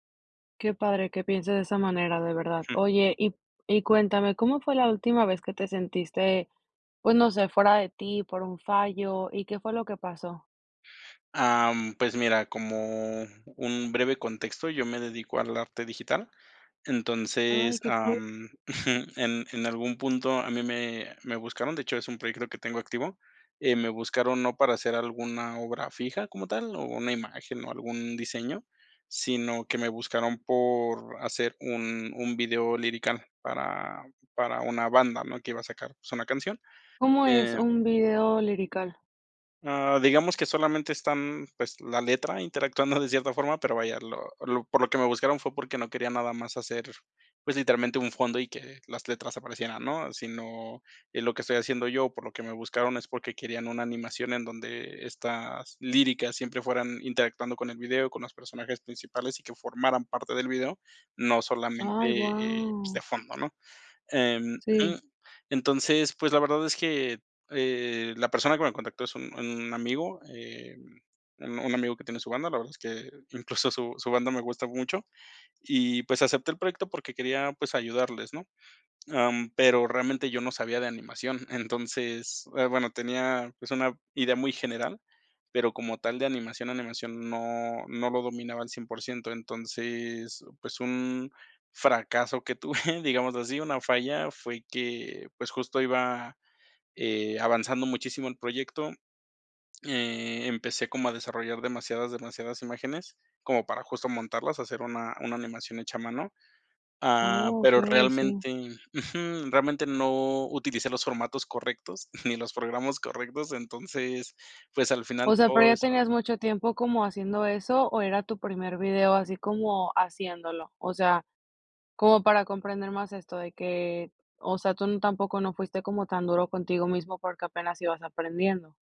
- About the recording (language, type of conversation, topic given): Spanish, podcast, ¿Cómo recuperas la confianza después de fallar?
- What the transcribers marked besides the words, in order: chuckle; laughing while speaking: "tuve"; giggle